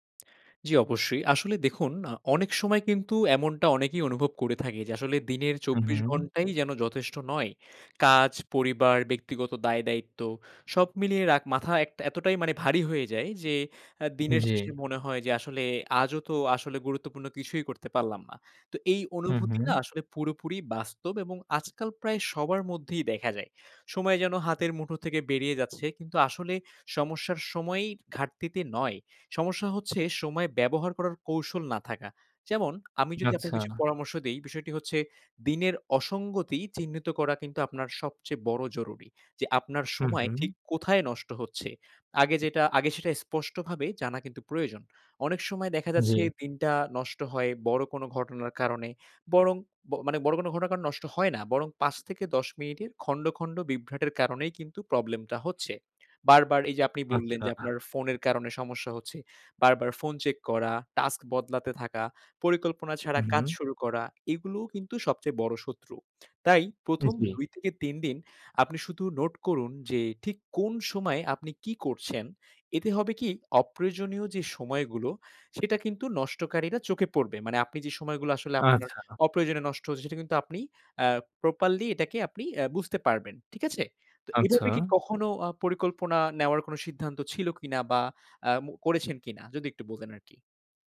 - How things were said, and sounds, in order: lip smack; tapping; other background noise; horn
- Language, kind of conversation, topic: Bengali, advice, সময় ব্যবস্থাপনায় আমি কেন বারবার তাল হারিয়ে ফেলি?
- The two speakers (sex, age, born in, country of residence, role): male, 20-24, Bangladesh, Bangladesh, advisor; male, 20-24, Bangladesh, Bangladesh, user